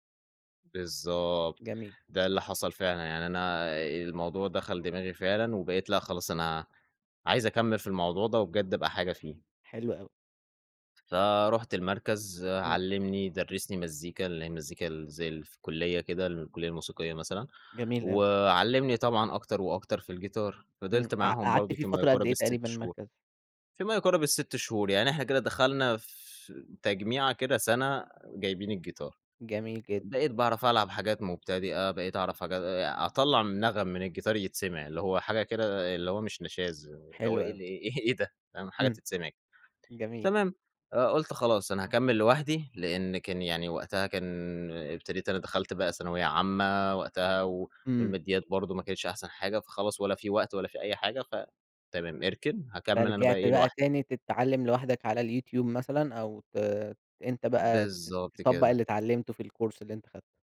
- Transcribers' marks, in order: other street noise; in English: "الكورس"
- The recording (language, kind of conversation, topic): Arabic, podcast, إزاي بدأت تهتم بالموسيقى أصلاً؟